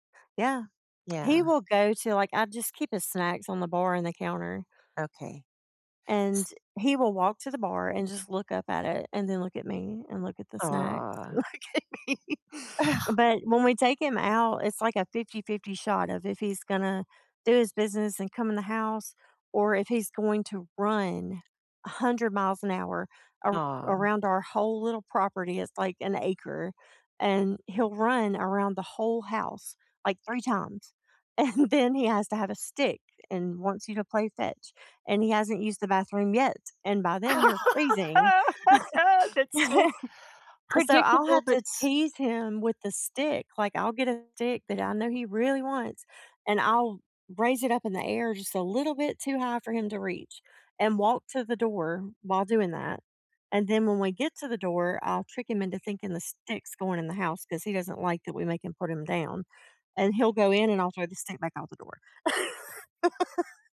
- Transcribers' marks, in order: laughing while speaking: "look at me"; chuckle; laughing while speaking: "and then"; laugh; laugh
- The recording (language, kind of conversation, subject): English, unstructured, What pet qualities should I look for to be a great companion?